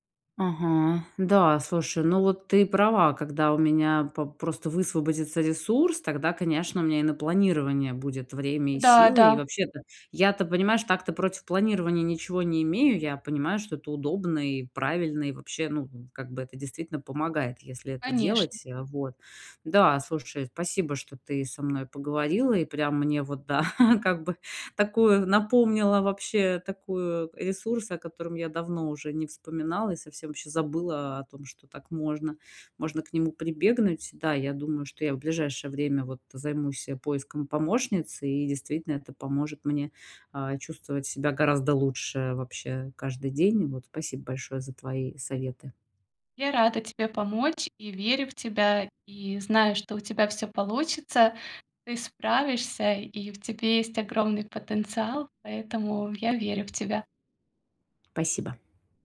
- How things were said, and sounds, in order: chuckle; tapping
- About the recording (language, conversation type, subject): Russian, advice, Как перестать терять время на множество мелких дел и успевать больше?